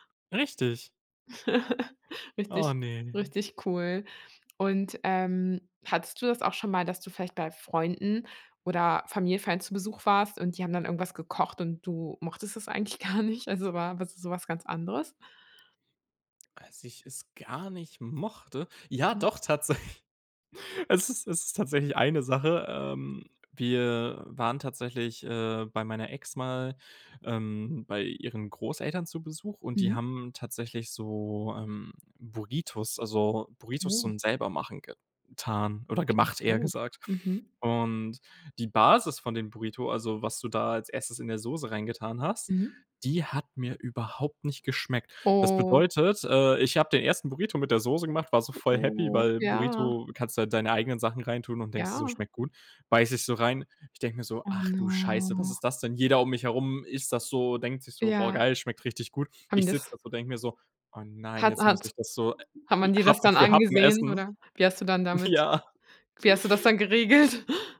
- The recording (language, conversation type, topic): German, podcast, Wie gehst du vor, wenn du neue Gerichte probierst?
- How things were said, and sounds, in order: giggle; laughing while speaking: "gar nicht?"; other background noise; chuckle; drawn out: "Oh"; drawn out: "Oh. Ja"; drawn out: "Ja"; drawn out: "no"; in English: "no"; other noise; chuckle; laughing while speaking: "Ja"; laughing while speaking: "geregelt?"; chuckle